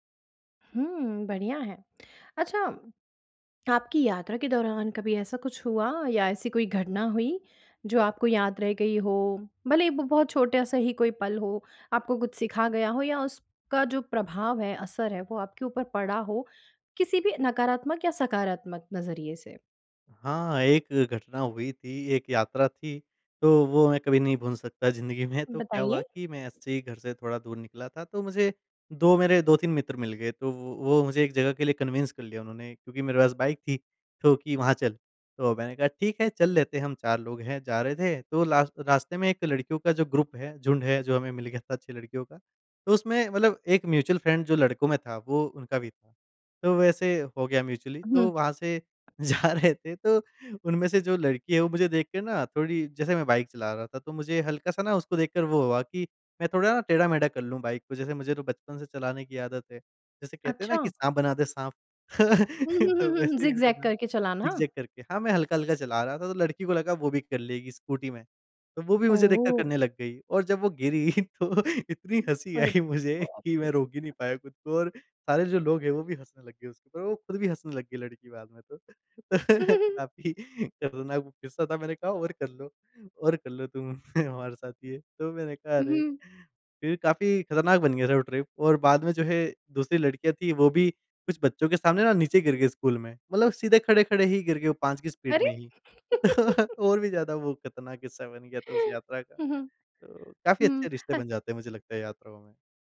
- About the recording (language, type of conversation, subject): Hindi, podcast, सोलो यात्रा ने आपको वास्तव में क्या सिखाया?
- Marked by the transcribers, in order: in English: "कन्विंस"; in English: "ग्रुप"; in English: "म्यूचुअल फ्रेंड"; in English: "म्यूचुअली"; tapping; laughing while speaking: "जा रहे थे"; laugh; laughing while speaking: "तो वैसे ही मैं बना"; in English: "ज़िग-ज़ैग"; in English: "ज़िग-ज़ैग"; laughing while speaking: "तो इतनी हँसी आई मुझे कि मैं रोक ही नहीं"; surprised: "अरे बाप रे!"; laugh; laughing while speaking: "काफ़ी"; chuckle; in English: "ट्रिप"; in English: "स्पीड"; laugh